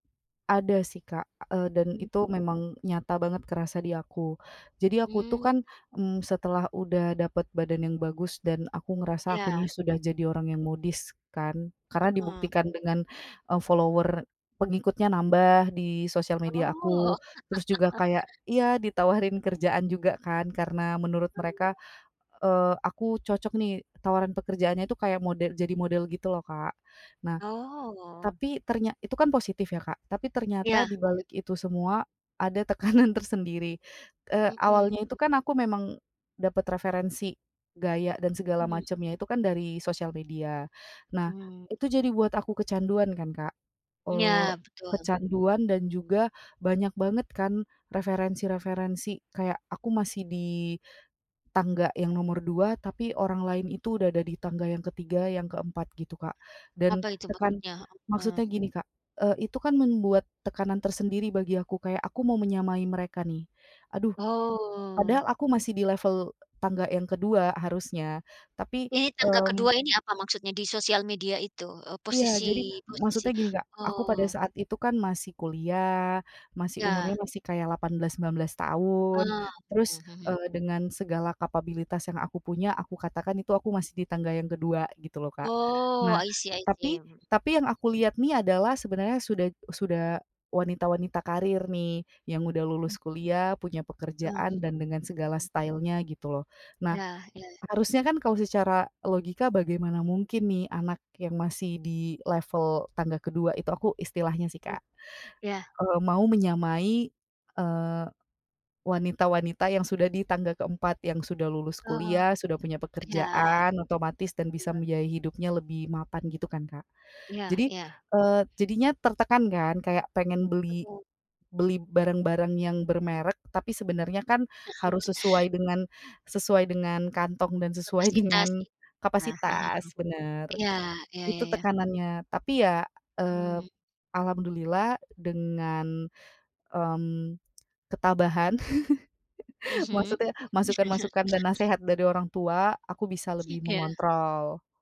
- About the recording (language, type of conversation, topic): Indonesian, podcast, Bagaimana media sosial mengubah cara kamu menampilkan diri?
- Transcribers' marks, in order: in English: "follower"; laugh; unintelligible speech; laughing while speaking: "ada tekanan tersendiri"; in English: "i see i see"; in English: "style-nya"; unintelligible speech; chuckle; unintelligible speech; laughing while speaking: "sesuai dengan"; chuckle; unintelligible speech